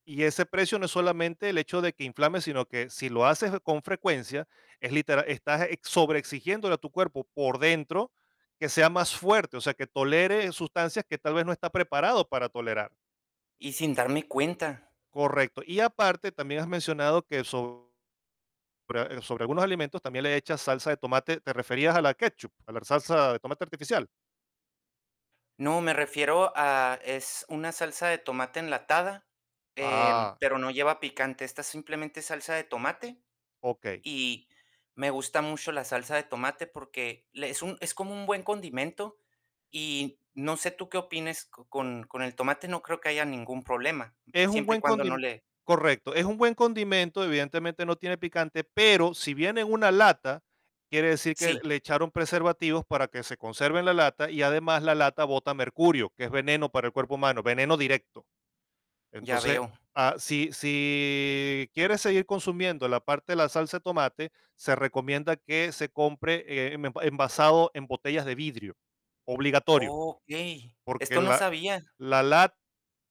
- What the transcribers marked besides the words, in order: tapping; distorted speech; other background noise
- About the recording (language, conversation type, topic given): Spanish, advice, ¿Cómo puedo dejar de aburrirme de las mismas recetas saludables y encontrar ideas nuevas?
- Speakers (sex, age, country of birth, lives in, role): male, 30-34, United States, United States, user; male, 50-54, Venezuela, Poland, advisor